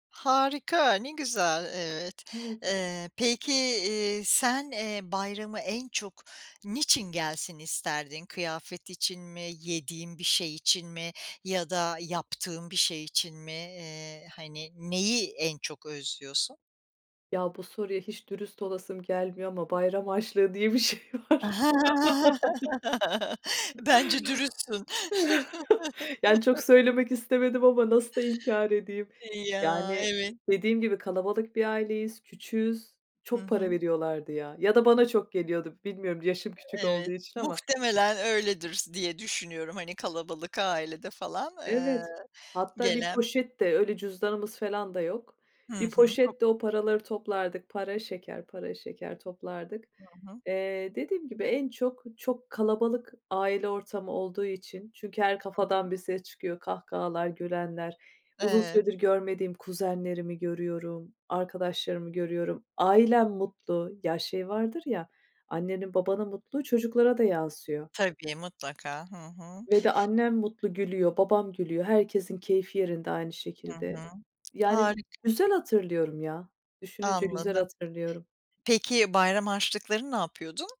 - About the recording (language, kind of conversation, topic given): Turkish, podcast, Bayramlar senin için ne ifade ediyor?
- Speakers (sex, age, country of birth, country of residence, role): female, 35-39, Turkey, Ireland, guest; female, 55-59, Turkey, United States, host
- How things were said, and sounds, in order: laugh; laughing while speaking: "bir şey var"; chuckle; chuckle; other background noise; drawn out: "Ya"; tapping